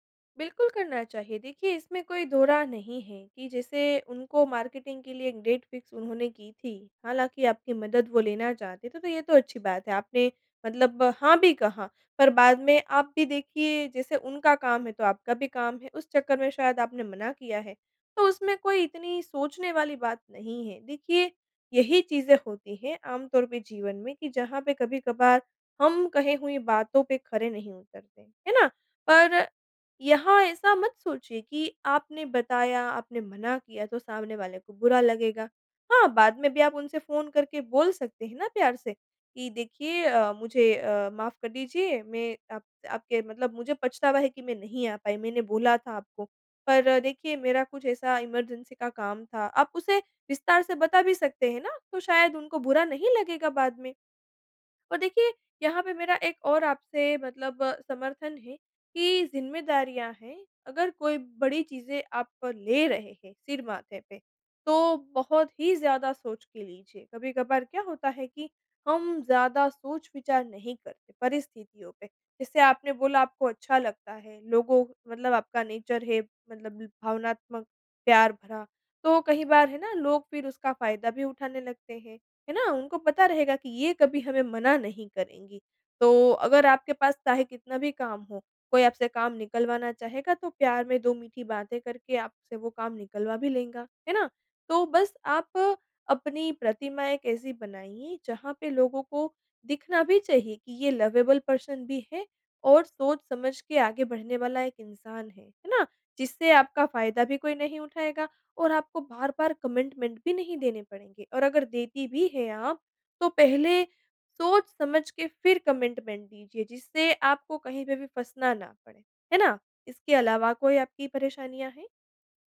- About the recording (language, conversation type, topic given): Hindi, advice, जब आप अपने वादे पूरे नहीं कर पाते, तो क्या आपको आत्म-दोष महसूस होता है?
- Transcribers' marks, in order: in English: "मार्केटिंग"; in English: "डेट फ़िक्स"; in English: "इमरजेंसी"; in English: "नेचर"; in English: "लवेबल पर्सन"; in English: "कमिटमेंट"; in English: "कमिटमेंट"